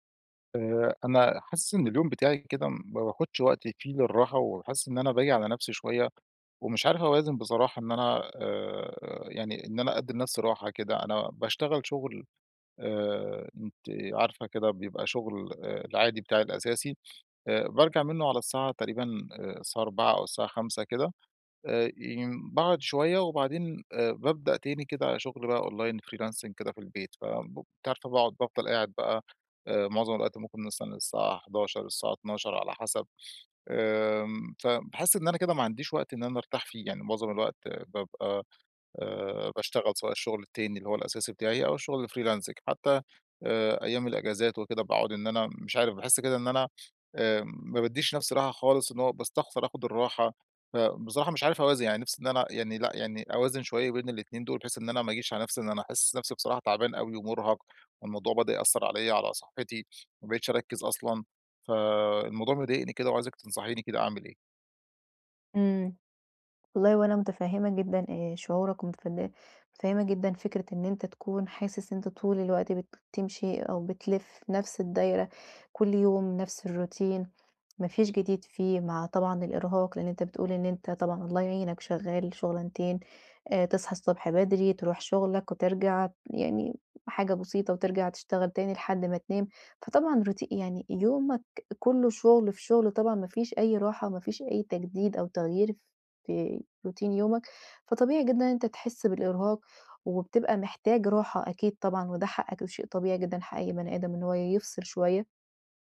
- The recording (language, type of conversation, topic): Arabic, advice, إزاي أوازن بين الراحة وإنجاز المهام في الويك إند؟
- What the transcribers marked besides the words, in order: in English: "أونلاين freelancing"; other background noise; in English: "الfreelancing"; tapping; in English: "الروتين"; in English: "روتي"; in English: "روتين"